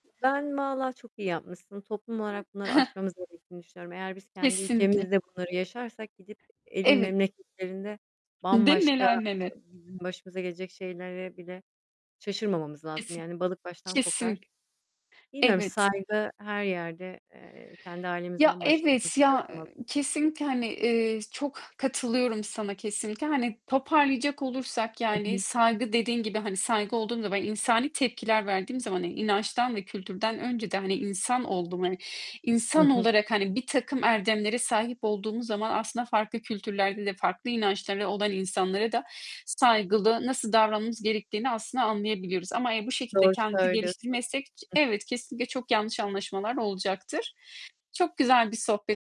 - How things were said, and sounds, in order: other background noise; chuckle; distorted speech
- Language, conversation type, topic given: Turkish, unstructured, Birinin kültürünü ya da inancını eleştirmek neden tartışmaya yol açar?